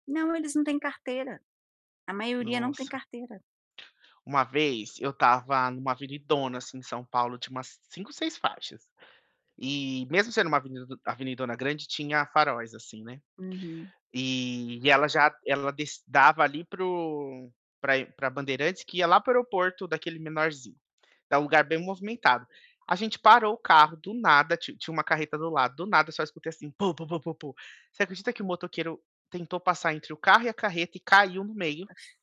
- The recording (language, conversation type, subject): Portuguese, unstructured, Qual é o pior hábito que as pessoas têm no trânsito?
- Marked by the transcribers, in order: tapping; other background noise; distorted speech